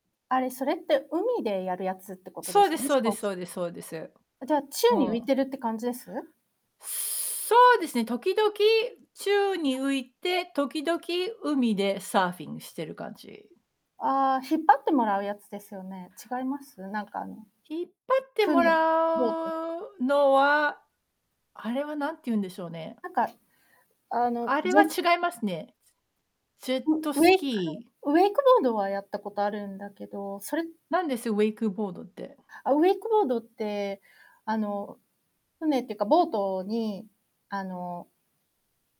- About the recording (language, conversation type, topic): Japanese, unstructured, 将来やってみたいことは何ですか？
- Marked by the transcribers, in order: static; distorted speech; unintelligible speech